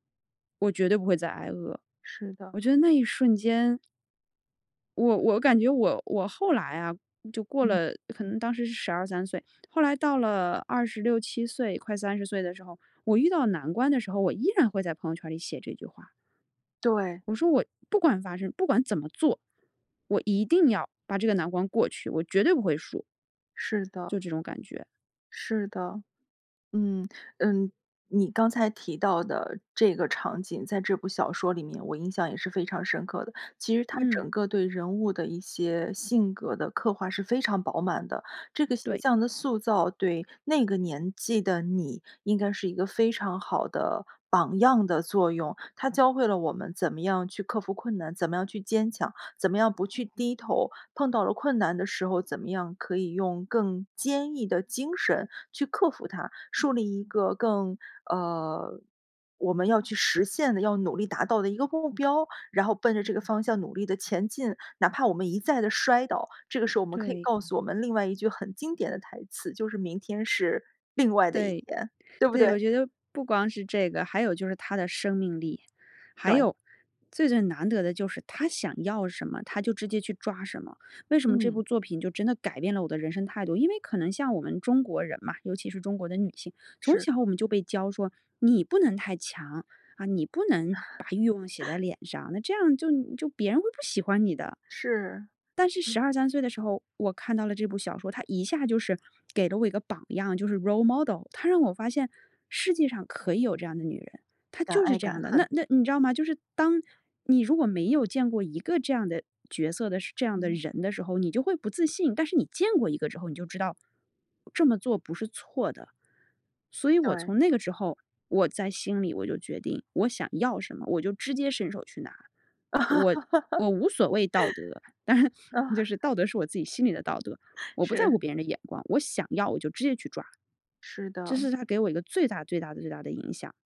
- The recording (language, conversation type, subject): Chinese, podcast, 有没有一部作品改变过你的人生态度？
- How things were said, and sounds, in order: laugh; in English: "Role model"; laugh; laughing while speaking: "但是"; chuckle